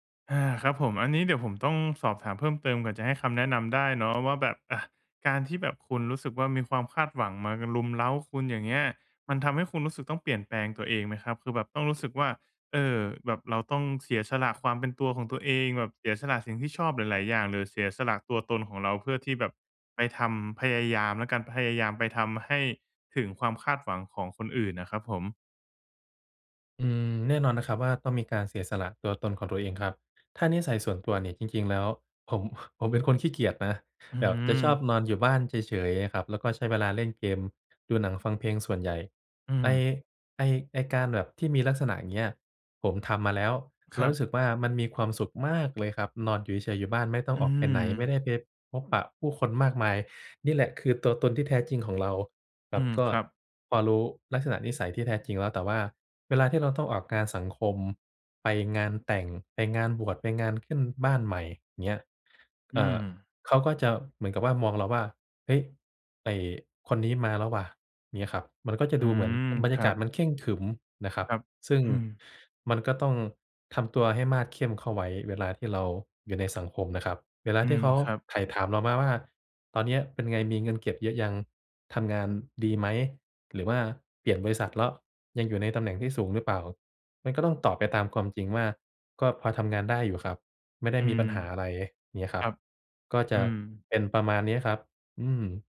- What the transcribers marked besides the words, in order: chuckle; stressed: "มาก"
- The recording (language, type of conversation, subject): Thai, advice, ฉันจะรักษาความเป็นตัวของตัวเองท่ามกลางความคาดหวังจากสังคมและครอบครัวได้อย่างไรเมื่อรู้สึกสับสน?